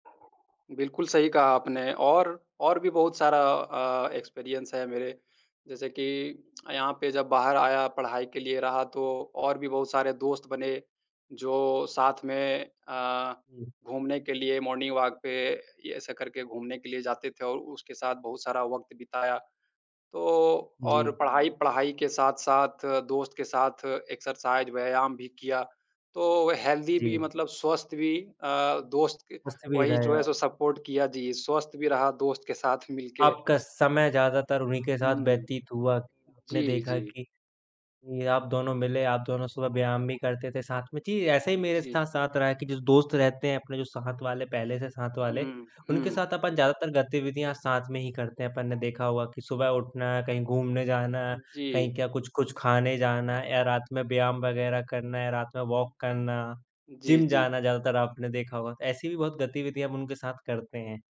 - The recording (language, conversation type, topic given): Hindi, unstructured, आप अपने दोस्तों के साथ समय बिताना कैसे पसंद करते हैं?
- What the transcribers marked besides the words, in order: other background noise; in English: "एक्सपीरियंस"; tongue click; in English: "मॉर्निंग वॉक"; in English: "एक्सरसाइज़"; in English: "हेल्दी"; in English: "सपोर्ट"; in English: "वॉक"